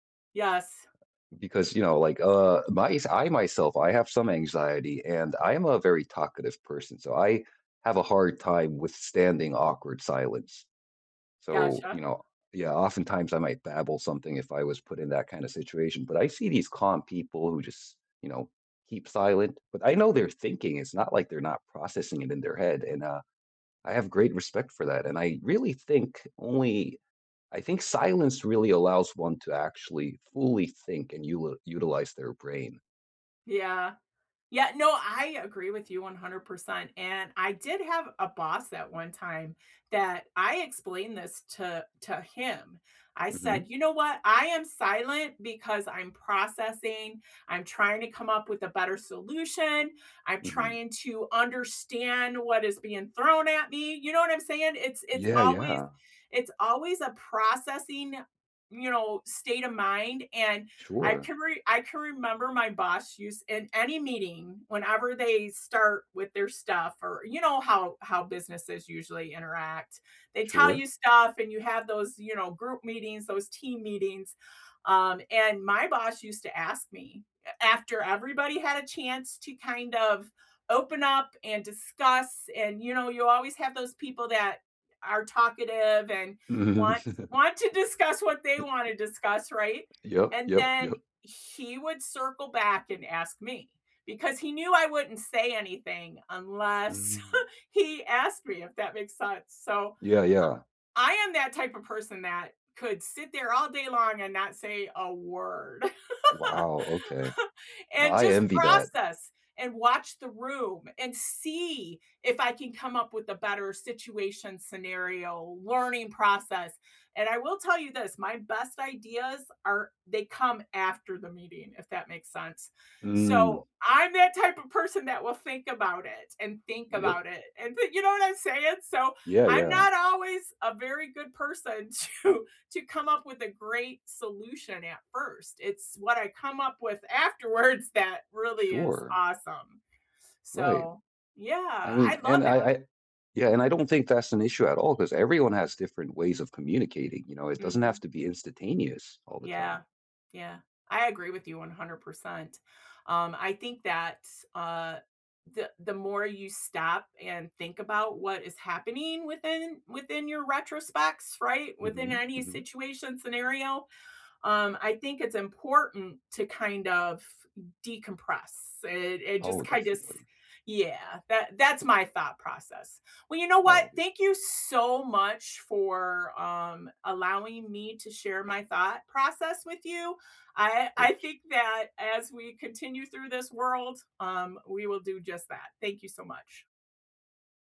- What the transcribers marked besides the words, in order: other background noise; tapping; chuckle; chuckle; laugh; stressed: "see"; laughing while speaking: "to"; laughing while speaking: "afterwards"
- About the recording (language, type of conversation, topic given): English, unstructured, What is one belief you hold that others might disagree with?